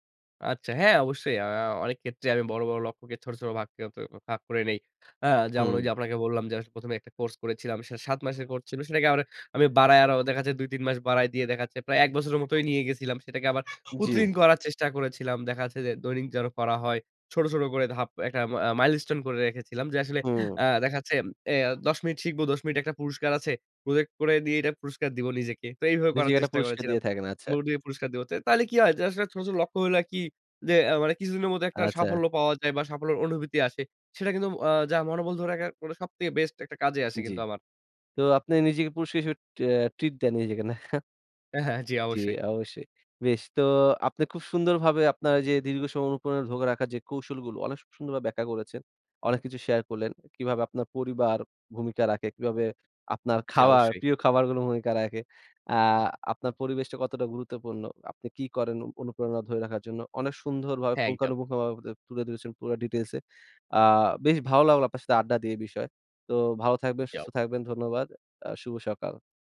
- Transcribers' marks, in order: background speech; laughing while speaking: "নাহ?"
- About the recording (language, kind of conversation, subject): Bengali, podcast, দীর্ঘ সময় অনুপ্রেরণা ধরে রাখার কৌশল কী?